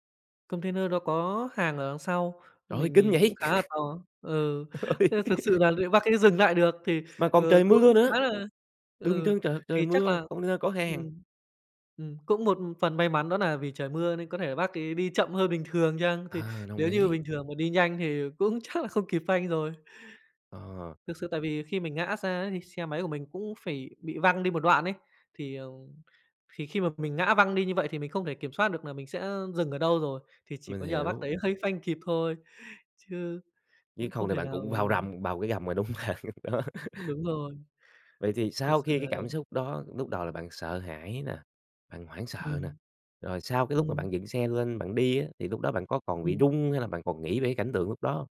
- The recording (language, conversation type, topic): Vietnamese, podcast, Bạn có thể kể về một tai nạn nhỏ mà từ đó bạn rút ra được một bài học lớn không?
- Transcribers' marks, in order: other background noise; laugh; laughing while speaking: "Trời ơi"; laugh; tapping; "là" said as "nà"; laughing while speaking: "chắc"; "là" said as "nà"; laughing while speaking: "đúng hông bạn? Đó"; laugh